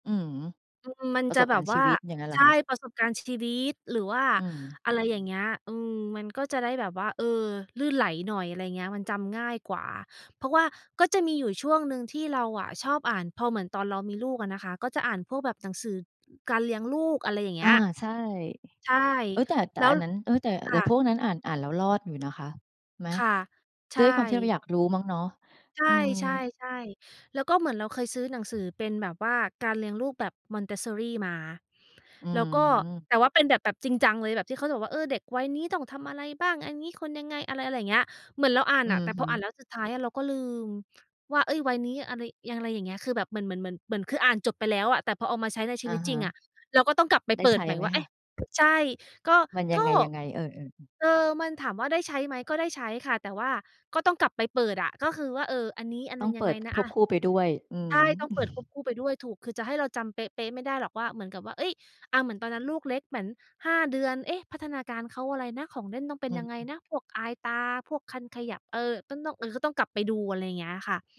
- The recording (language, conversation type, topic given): Thai, unstructured, คุณชอบการอ่านหนังสือหรือการดูหนังมากกว่ากัน?
- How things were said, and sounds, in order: other background noise; chuckle